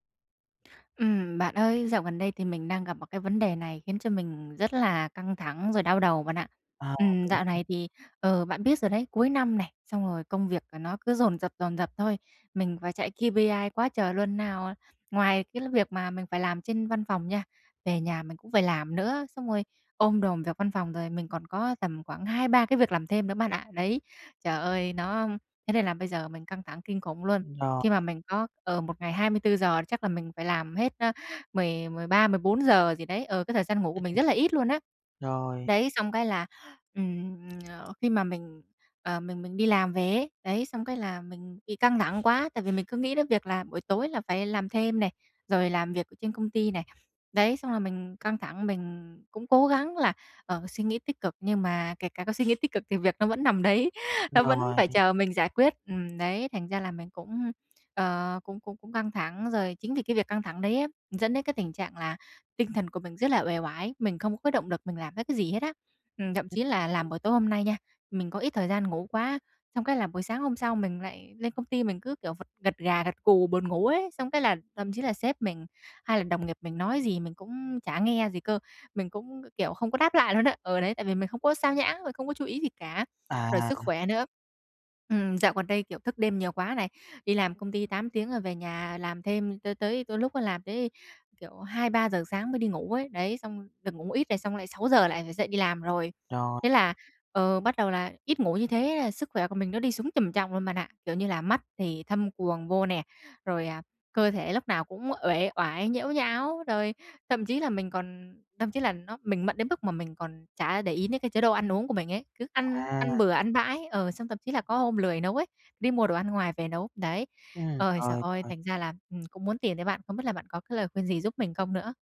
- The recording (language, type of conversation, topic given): Vietnamese, advice, Làm sao để giảm căng thẳng sau giờ làm mỗi ngày?
- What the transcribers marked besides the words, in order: tapping; in English: "K-P-I"; other background noise; laughing while speaking: "đấy"